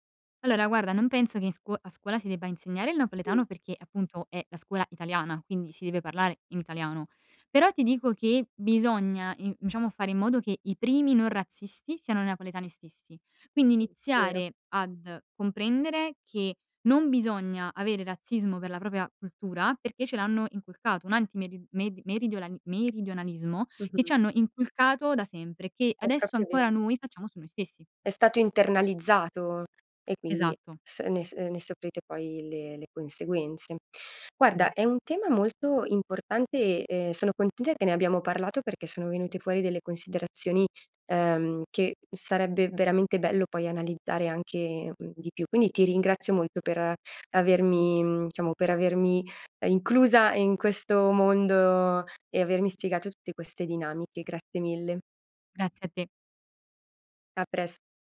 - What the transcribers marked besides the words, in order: other background noise; tapping
- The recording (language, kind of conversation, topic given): Italian, podcast, Come ti ha influenzato la lingua che parli a casa?